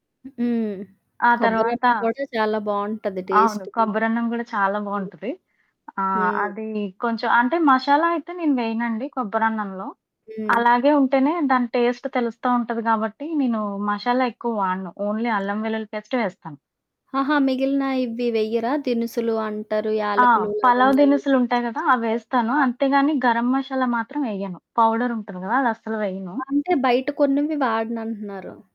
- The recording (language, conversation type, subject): Telugu, podcast, ఇంట్లో వంటకాల రెసిపీలు తరతరాలుగా ఎలా కొనసాగుతాయో మీరు చెప్పగలరా?
- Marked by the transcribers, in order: static; in English: "టేస్ట్‌గా"; in English: "టేస్ట్"; in English: "ఓన్లీ"; other background noise; distorted speech